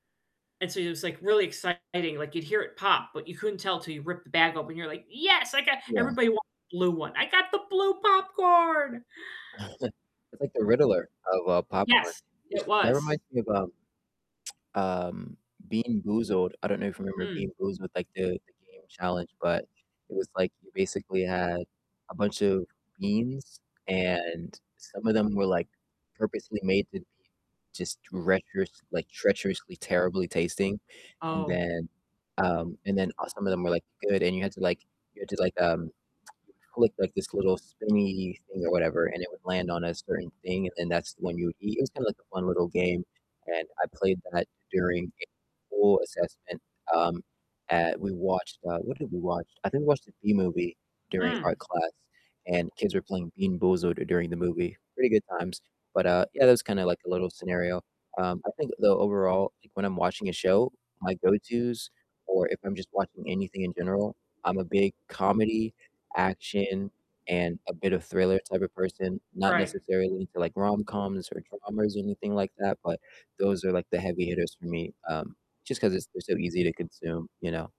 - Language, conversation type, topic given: English, unstructured, What are your weekend viewing rituals, from snacks and setup to who you watch with?
- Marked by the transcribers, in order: distorted speech; put-on voice: "I got the blue popcorn!"; chuckle; tsk; tsk